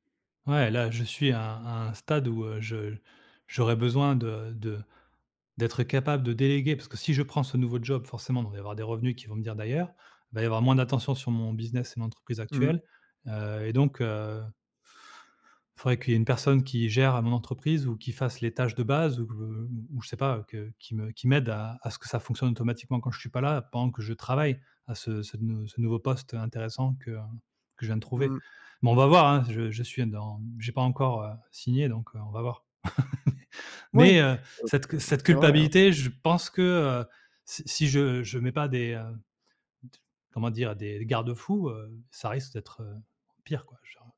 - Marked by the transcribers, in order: laugh
- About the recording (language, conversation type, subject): French, advice, Comment gérez-vous la culpabilité de négliger votre famille et vos amis à cause du travail ?